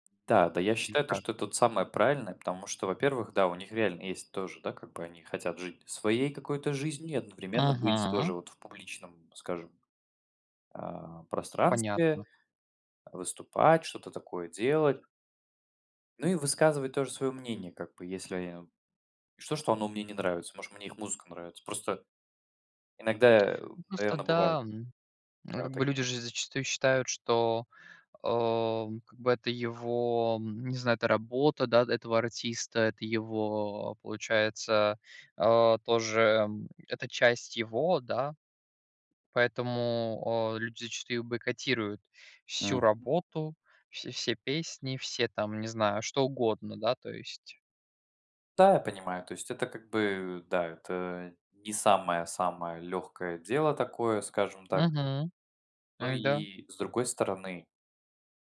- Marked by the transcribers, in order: other background noise; tapping; other noise
- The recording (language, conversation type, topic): Russian, unstructured, Стоит ли бойкотировать артиста из-за его личных убеждений?